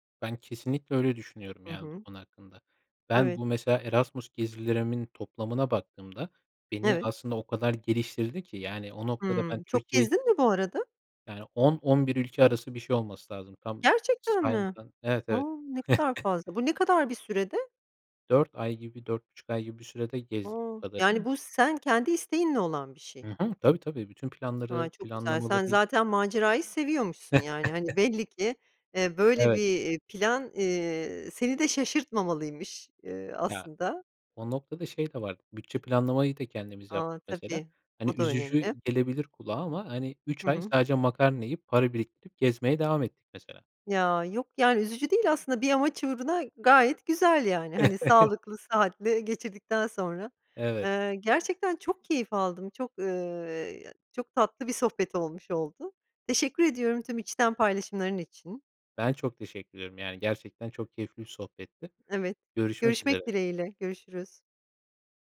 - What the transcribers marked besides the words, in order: tapping; chuckle; chuckle; chuckle
- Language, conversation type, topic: Turkish, podcast, En unutulmaz seyahat deneyimini anlatır mısın?
- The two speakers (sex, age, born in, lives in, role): female, 45-49, Turkey, United States, host; male, 25-29, Turkey, Poland, guest